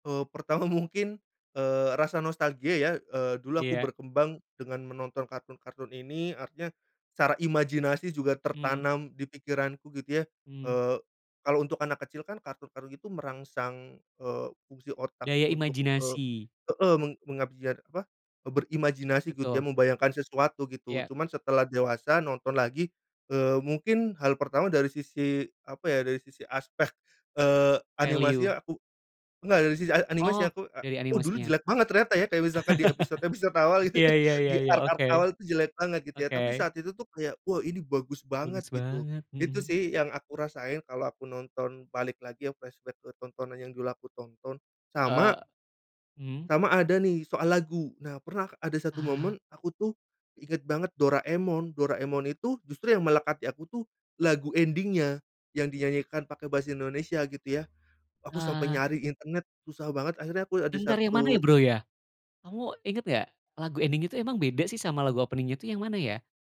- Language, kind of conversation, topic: Indonesian, podcast, Apa acara televisi atau kartun favoritmu waktu kecil, dan kenapa kamu suka?
- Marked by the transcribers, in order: laughing while speaking: "mungkin"; in English: "Value"; laugh; laughing while speaking: "itu"; in English: "di-arc-arc"; in English: "flashback"; in English: "ending-nya"; in English: "ending"; in English: "opening-nya"